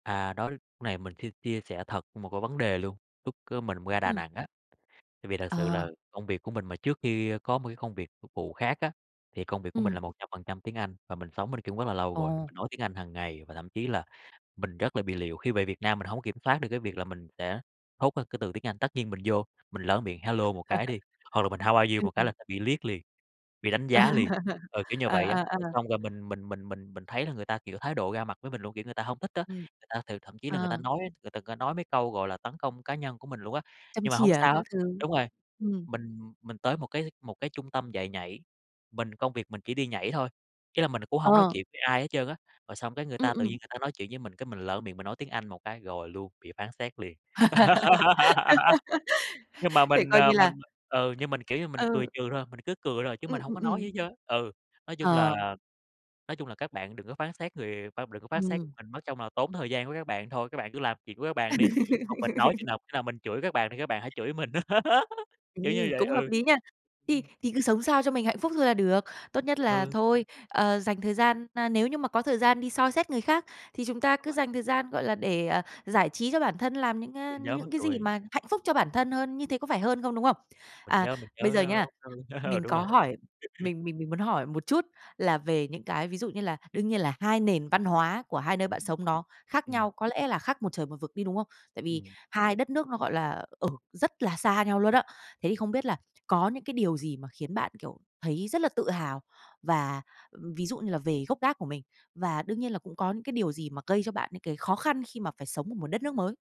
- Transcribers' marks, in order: tapping; other background noise; laugh; in English: "how are you?"; laughing while speaking: "À"; laugh; laugh; laugh; laugh
- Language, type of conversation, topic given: Vietnamese, podcast, Bạn đã lớn lên giữa hai nền văn hóa như thế nào?